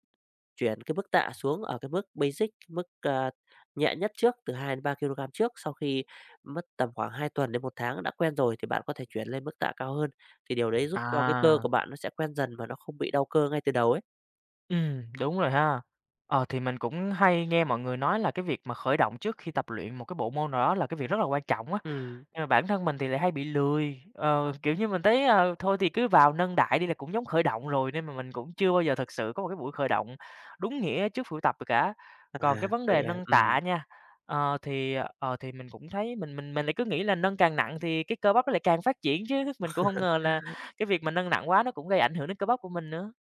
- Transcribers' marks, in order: in English: "basic"; tapping; other background noise; laughing while speaking: "chứ"; laugh
- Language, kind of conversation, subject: Vietnamese, advice, Vì sao tôi không hồi phục sau những buổi tập nặng và tôi nên làm gì?